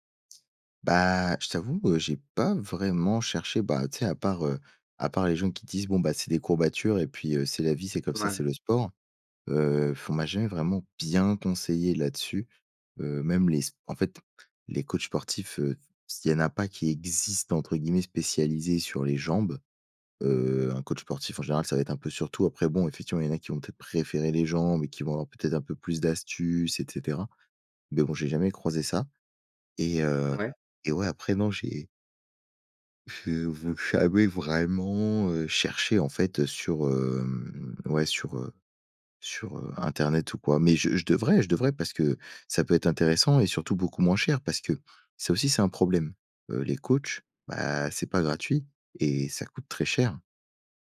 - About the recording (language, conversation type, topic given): French, advice, Comment reprendre le sport après une longue pause sans risquer de se blesser ?
- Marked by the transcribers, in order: tapping; blowing; stressed: "bien"; stressed: "existent"; stressed: "préférer"; trusting: "j'ai v jamais vraiment"; drawn out: "hem"